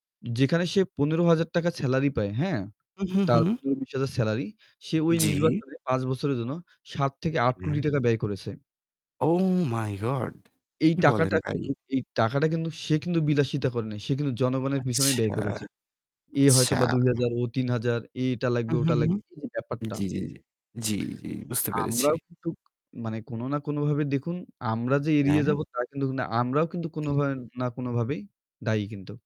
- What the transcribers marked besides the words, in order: static; distorted speech; tapping
- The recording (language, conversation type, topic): Bengali, unstructured, সরকারি প্রকল্পে দুর্নীতির অভিযোগ কীভাবে মোকাবেলা করা যায়?